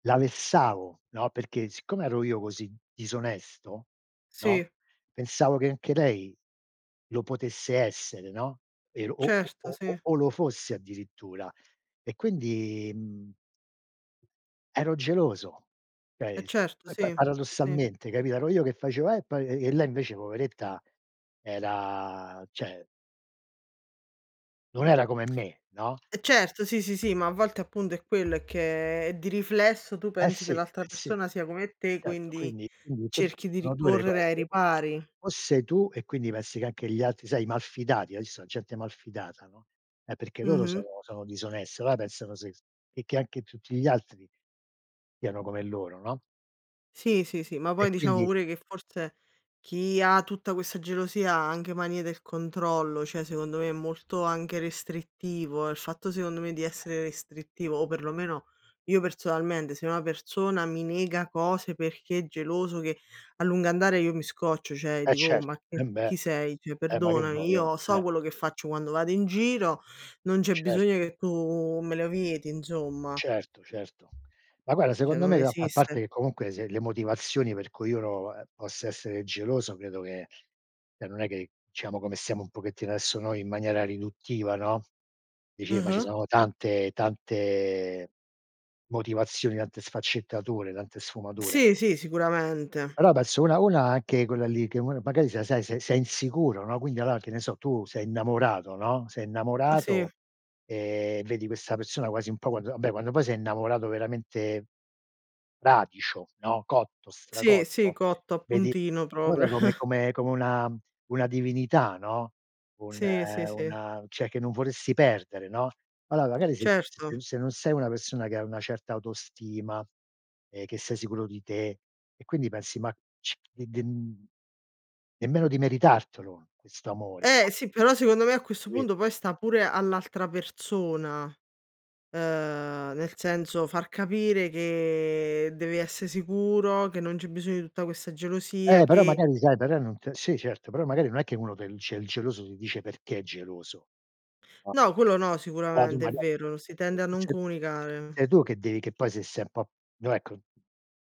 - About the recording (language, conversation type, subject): Italian, unstructured, Perché alcune persone usano la gelosia per controllare?
- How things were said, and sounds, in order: "Cioè" said as "ceh"; "cioè" said as "ceh"; other background noise; "disoneste" said as "disoness"; "cioè" said as "ceh"; "diciamo" said as "ciamo"; "penso" said as "pesso"; "cioè" said as "ceh"; "Allora" said as "alloa"; "cioè" said as "ceh"; "Allora" said as "aa"; background speech; "un" said as "n"; tapping